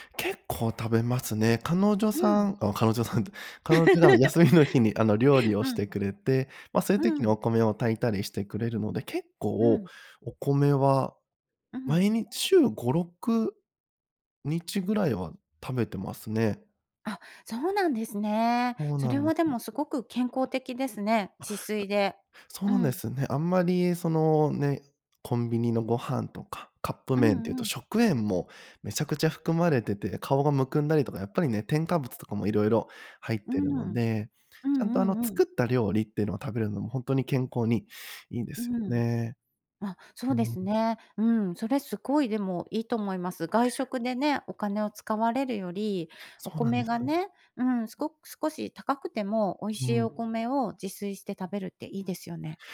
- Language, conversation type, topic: Japanese, advice, 衝動買いを繰り返して貯金できない習慣をどう改善すればよいですか？
- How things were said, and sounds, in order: laugh; laughing while speaking: "休みの日に"; unintelligible speech